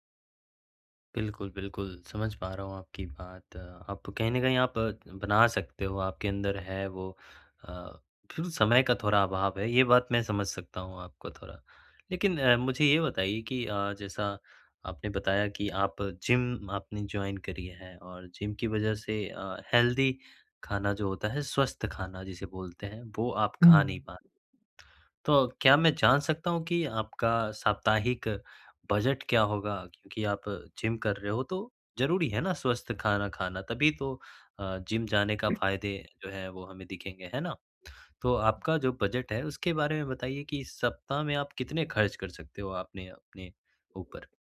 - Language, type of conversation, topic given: Hindi, advice, खाना बनाना नहीं आता इसलिए स्वस्थ भोजन तैयार न कर पाना
- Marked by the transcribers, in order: in English: "जॉइन"; in English: "हेल्दी"; other background noise